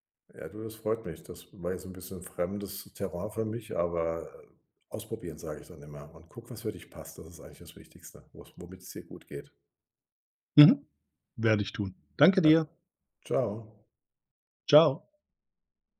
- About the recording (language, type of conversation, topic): German, advice, Wie kann ich Fortschritte bei gesunden Gewohnheiten besser erkennen?
- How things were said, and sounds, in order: none